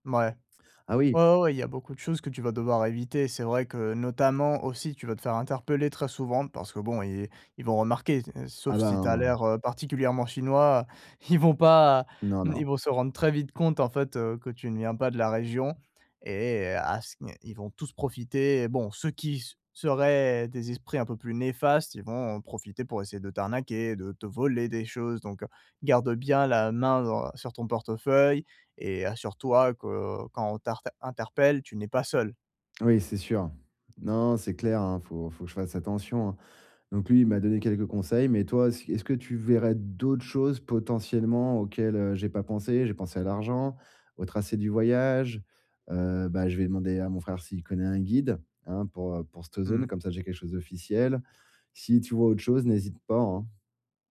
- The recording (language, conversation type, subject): French, advice, Comment gérer les imprévus pendant un voyage à l'étranger ?
- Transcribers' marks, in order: stressed: "d'autres"; "cette" said as "cte"